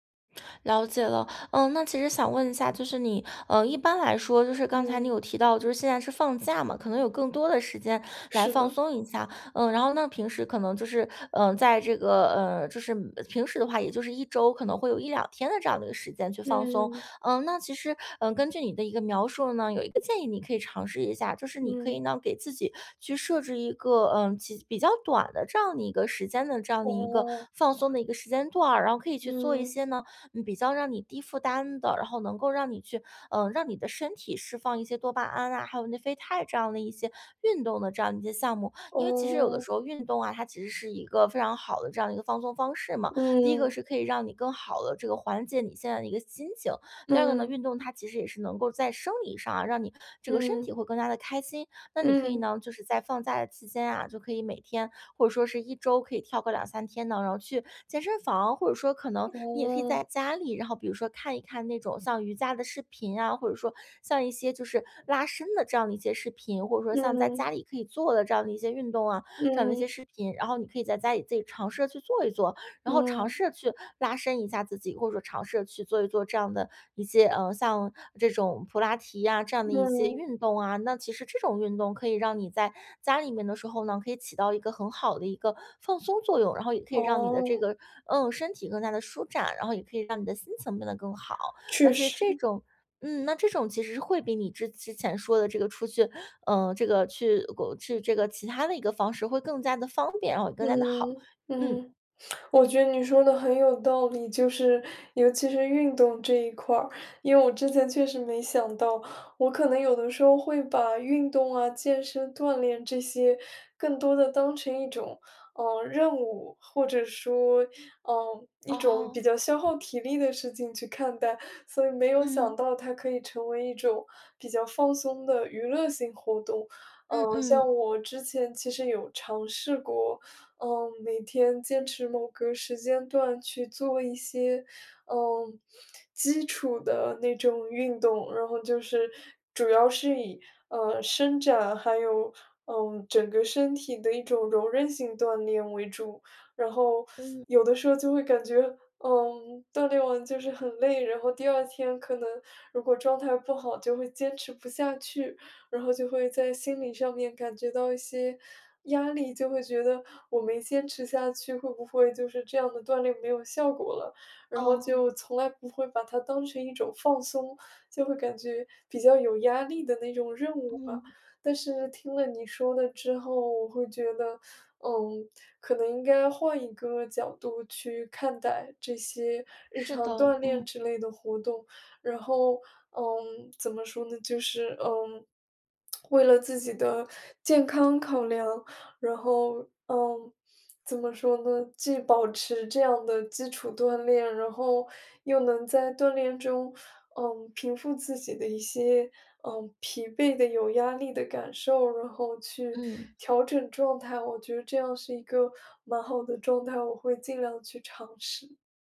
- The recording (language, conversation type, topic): Chinese, advice, 怎样才能在娱乐和休息之间取得平衡？
- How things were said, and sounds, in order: tapping; other background noise; teeth sucking; tsk